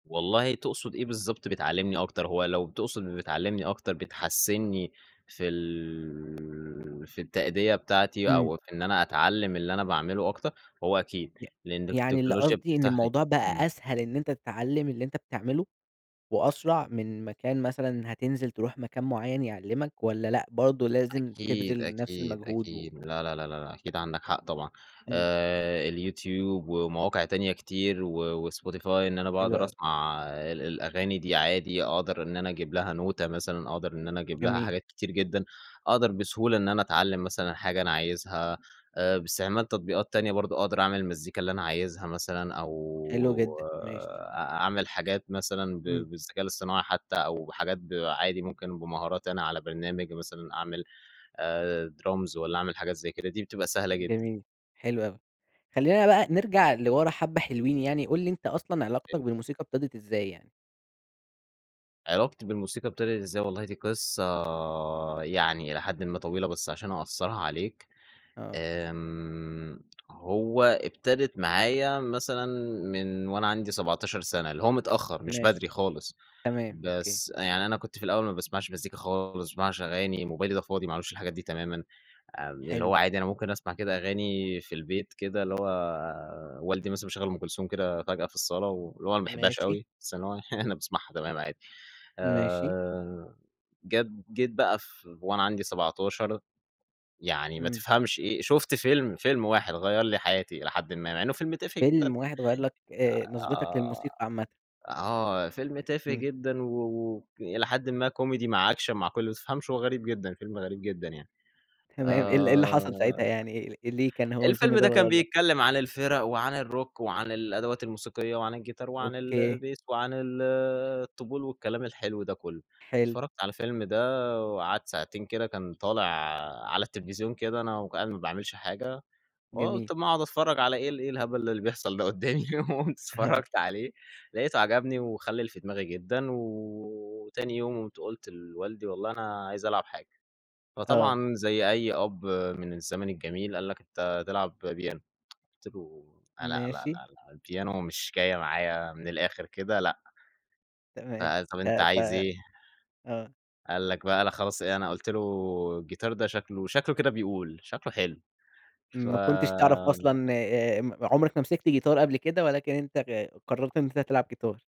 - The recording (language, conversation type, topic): Arabic, podcast, إزاي التكنولوجيا غيّرت علاقتك بالموسيقى؟
- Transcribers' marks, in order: in English: "نوتة"; in English: "درامز"; unintelligible speech; laughing while speaking: "يعني أنا باسمعها"; in English: "أكشن"; tapping; laughing while speaking: "قُدّامي؟ وقُمت اتفرّجت عليه"